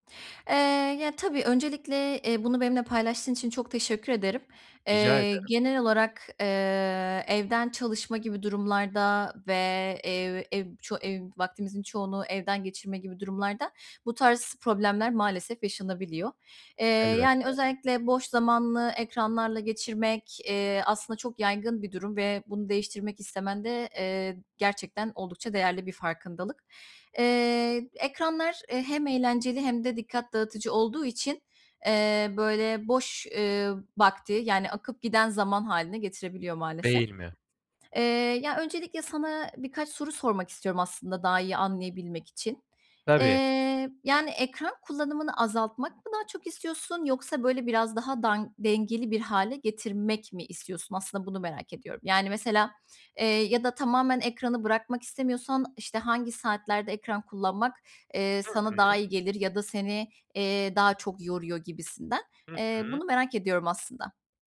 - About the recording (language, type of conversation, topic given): Turkish, advice, Ekranlarla çevriliyken boş zamanımı daha verimli nasıl değerlendirebilirim?
- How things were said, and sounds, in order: other background noise